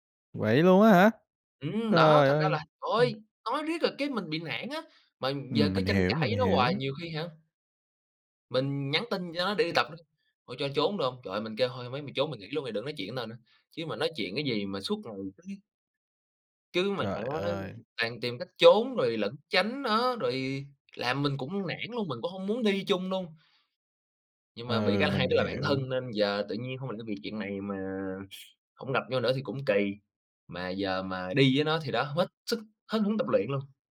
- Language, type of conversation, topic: Vietnamese, advice, Làm thế nào để xử lý mâu thuẫn với bạn tập khi điều đó khiến bạn mất hứng thú luyện tập?
- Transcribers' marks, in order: tapping; sniff